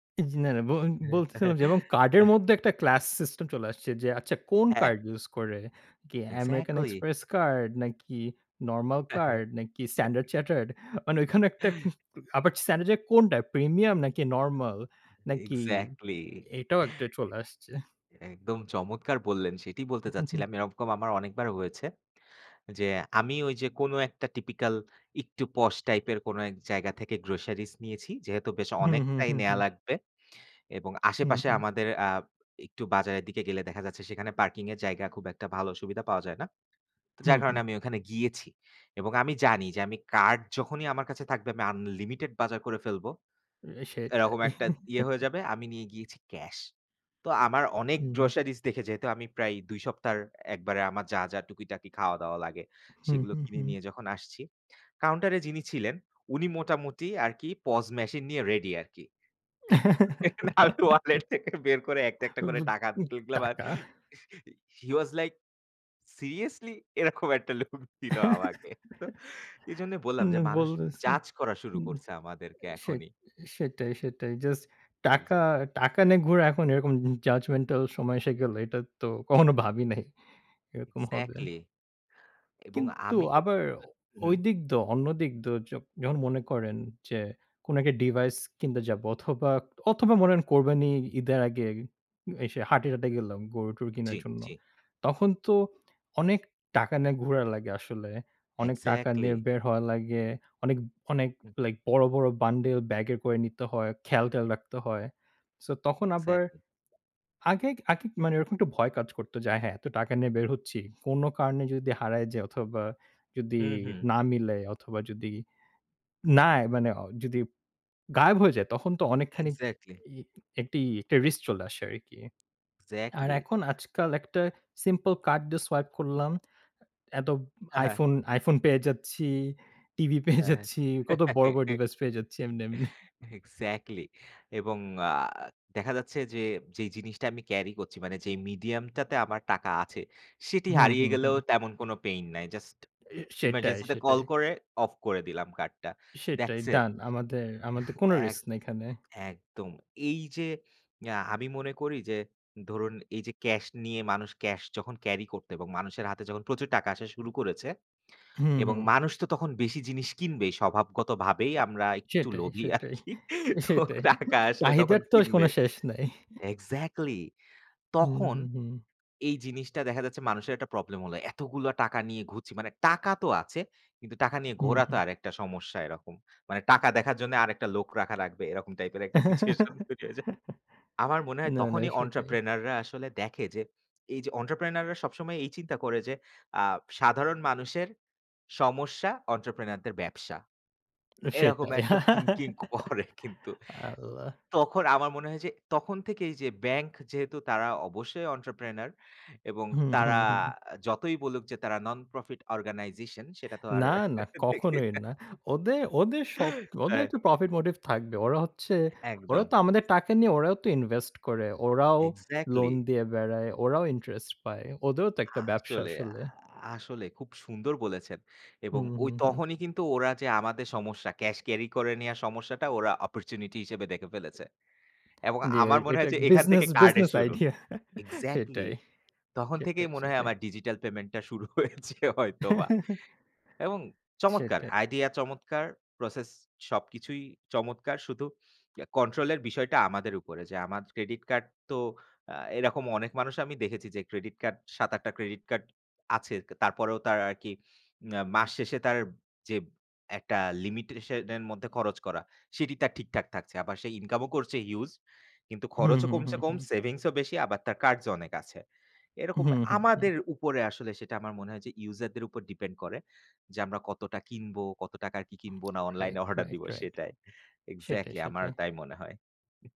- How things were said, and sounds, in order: laugh; in English: "class system"; scoff; laughing while speaking: "মানে ওখানে একটা"; in English: "premium"; scoff; in English: "typical"; in English: "posh"; in English: "groceries"; in English: "unlimited"; chuckle; in English: "groceries"; laugh; laughing while speaking: "আমি wallet থেকে বের করে … look দিল আমাকে"; in English: "he was like seriously"; chuckle; in English: "judge"; in English: "judgmental"; scoff; in English: "swipe"; scoff; laugh; in English: "medium"; in English: "emergency"; in English: "that's it"; in English: "carry"; laughing while speaking: "লোভী আরকি। তো টাকা আসলে তখন কিনবে"; laughing while speaking: "সেটাই। চাহিদার তো কোন শেষ নাই"; laughing while speaking: "situation তৈরি হয়ে যায়"; in English: "situation"; laugh; in English: "entrepreneur"; in English: "entrepreneur"; in English: "entrepreneur"; laughing while speaking: "thinking করে কিন্তু"; laugh; in Arabic: "আল্লাহ"; in English: "entrepreneur"; in English: "non profit organization"; laughing while speaking: "আর দেখি"; in English: "profit motive"; laughing while speaking: "হ্যাঁ"; in English: "invest"; in English: "loan"; in English: "interest"; in English: "opportunity"; laughing while speaking: "business idea"; laughing while speaking: "হয়েছে হয়তো বা"; chuckle; in English: "huge"; in English: "savings"; scoff
- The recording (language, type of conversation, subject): Bengali, unstructured, ব্যাংকের বিভিন্ন খরচ সম্পর্কে আপনার মতামত কী?